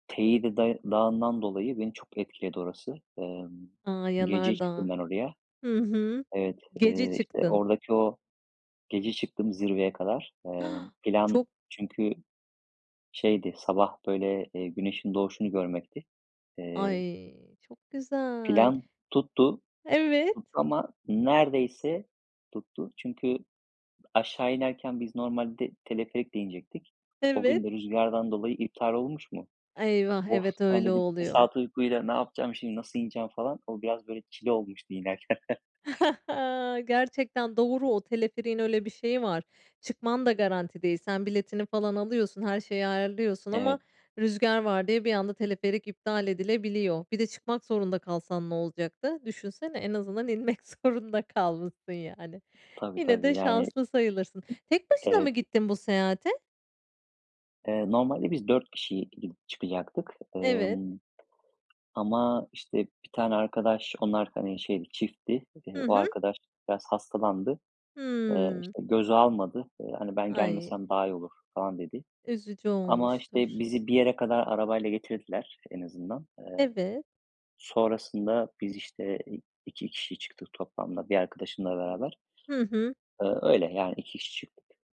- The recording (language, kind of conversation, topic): Turkish, podcast, Seni en çok ne mutlu eder?
- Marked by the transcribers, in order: afraid: "Ha"; drawn out: "güzel"; other background noise; chuckle; tapping; laughing while speaking: "inmek zorunda kalmışsın yani"